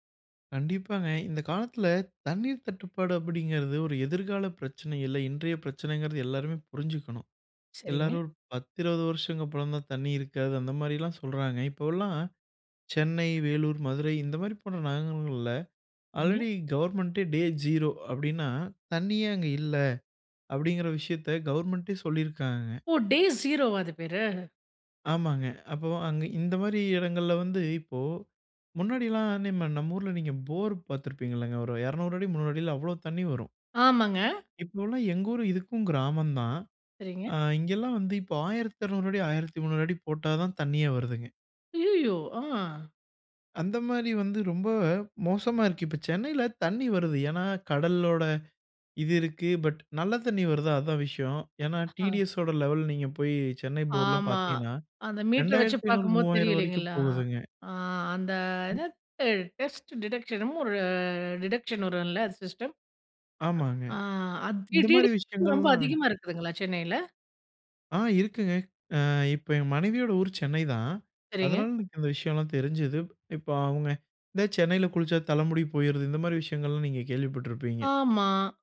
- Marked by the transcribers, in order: unintelligible speech; in English: "டே ஜீரோ"; in English: "டே ஸீரோ"; unintelligible speech; surprised: "அய்யயோ! ஆ"; in English: "பட்"; unintelligible speech; in English: "டெஸ்ட் டிடெக்ஷனும்"; unintelligible speech
- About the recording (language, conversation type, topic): Tamil, podcast, வீட்டில் நீர் சேமிக்க என்ன செய்யலாம்?